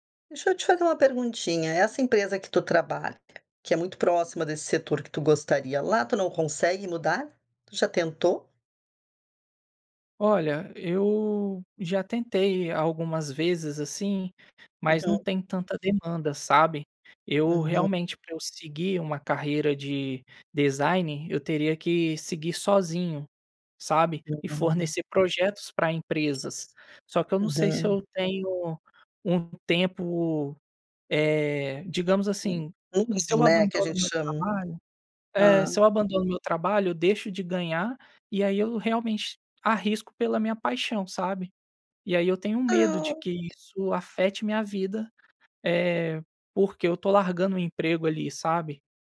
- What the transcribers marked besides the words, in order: tapping; other background noise; unintelligible speech
- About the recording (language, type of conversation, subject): Portuguese, advice, Como decidir entre seguir uma carreira segura e perseguir uma paixão mais arriscada?